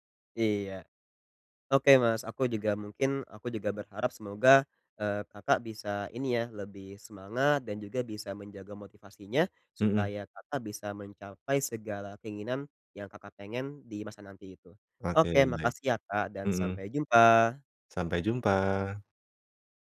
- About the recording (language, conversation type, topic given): Indonesian, advice, Bagaimana cara mengelola kekecewaan terhadap masa depan saya?
- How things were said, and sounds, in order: none